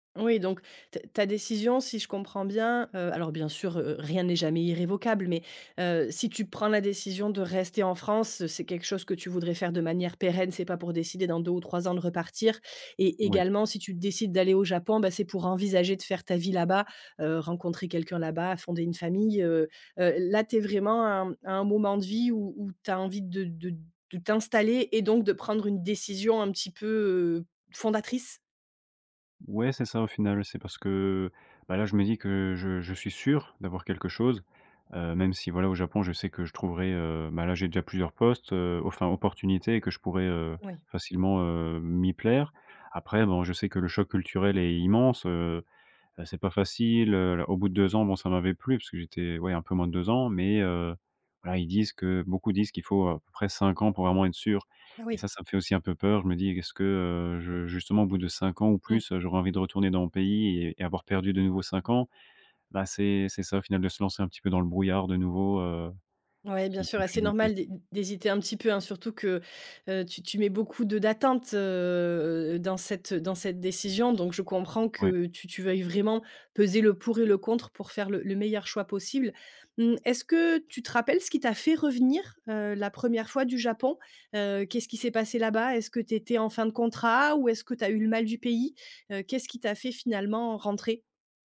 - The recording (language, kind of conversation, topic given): French, advice, Faut-il quitter un emploi stable pour saisir une nouvelle opportunité incertaine ?
- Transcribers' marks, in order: stressed: "décision"; stressed: "sûr"; "enfin" said as "aufin"; drawn out: "heu"